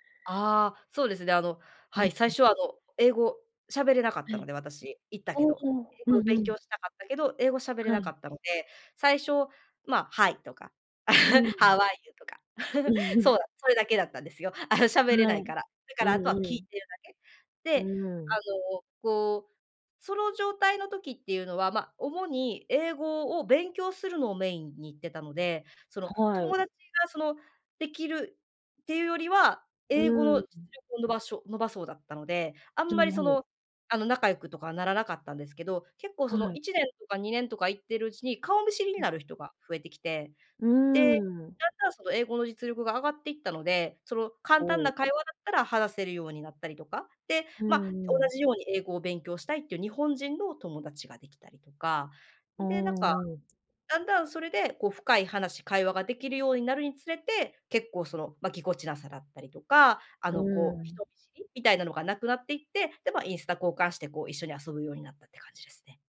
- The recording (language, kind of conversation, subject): Japanese, podcast, 趣味がきっかけで仲良くなった経験はありますか？
- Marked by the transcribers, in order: in English: "Hi"; giggle; in English: "How are you?"; laughing while speaking: "うん"; giggle; laughing while speaking: "あの"; tapping